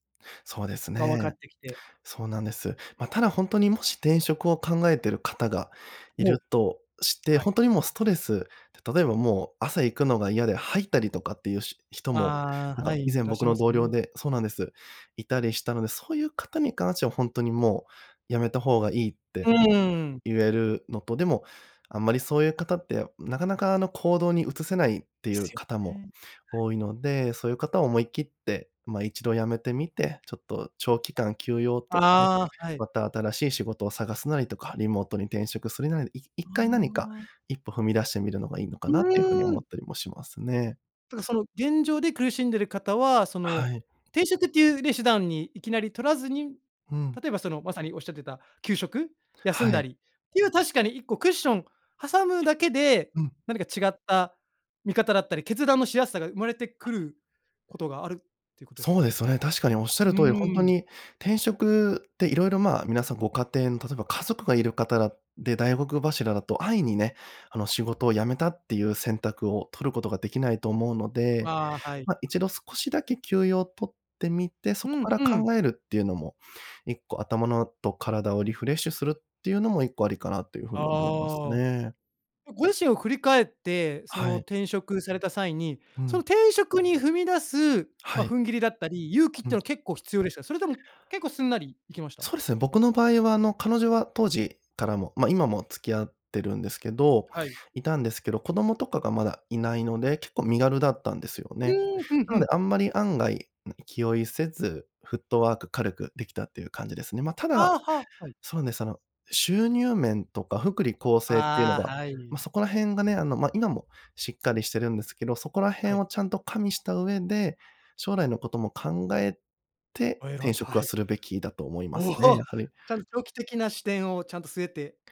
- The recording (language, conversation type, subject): Japanese, podcast, 転職を考えるとき、何が決め手になりますか？
- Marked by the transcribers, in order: other background noise; other noise